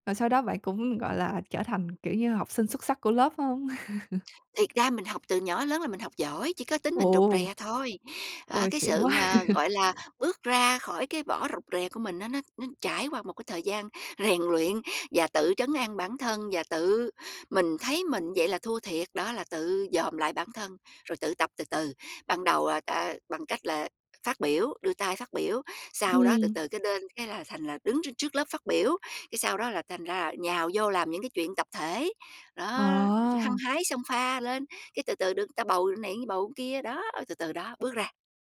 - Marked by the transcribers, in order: laugh; laughing while speaking: "quá!"; laugh
- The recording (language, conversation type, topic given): Vietnamese, podcast, Bạn có lời khuyên nào về phong cách dành cho người rụt rè không?
- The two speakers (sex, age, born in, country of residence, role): female, 20-24, Vietnam, Finland, host; female, 45-49, Vietnam, United States, guest